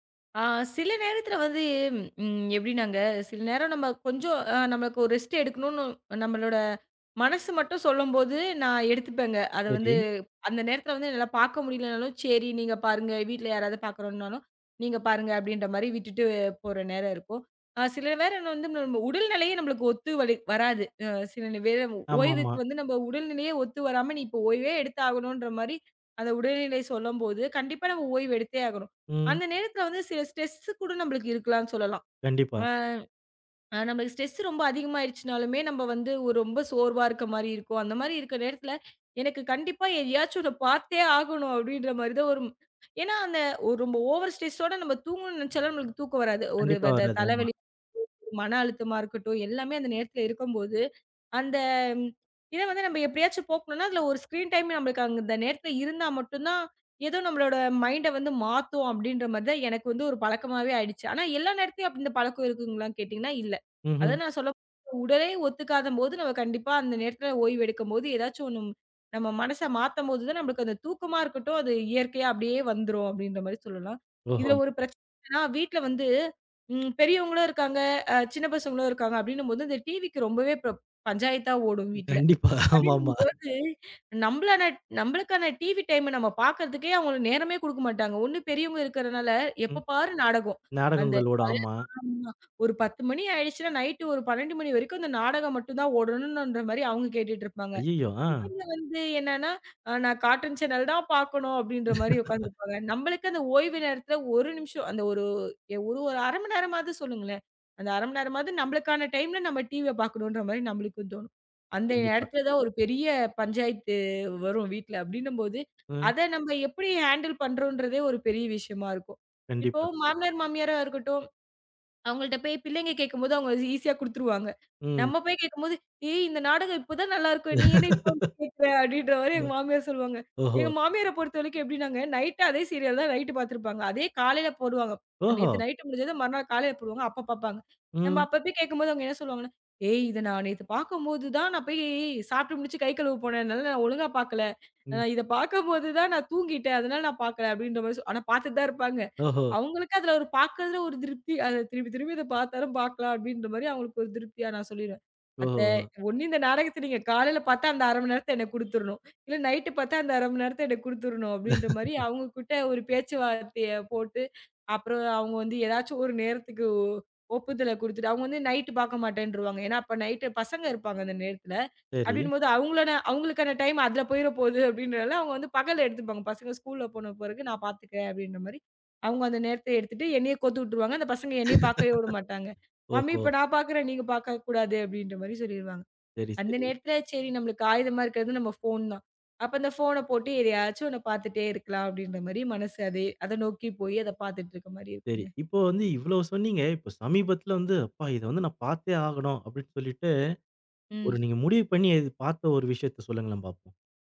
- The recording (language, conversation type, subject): Tamil, podcast, ஓய்வு நேரத்தில் திரையைப் பயன்படுத்துவது பற்றி நீங்கள் என்ன நினைக்கிறீர்கள்?
- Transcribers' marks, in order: other background noise; in English: "ரெஸ்ட்"; in English: "ஸ்ட்ரெஸ்"; in English: "ஸ்ட்ரெஸ்"; in English: "ஓவர் ஸ்ட்ரெஸ்"; horn; in English: "ஸ்கிரீன் டைமே"; in English: "மைண்ட்"; in English: "டைம்"; laughing while speaking: "கண்டிப்பா. ஆமா, ஆமா"; unintelligible speech; in English: "கார்டூன் சேனல்"; laugh; in English: "டைம்"; in English: "ஹண்டில்"; in English: "சீரியல்"; laugh; laugh; in English: "டைம்"; laugh; in English: "மம்மி"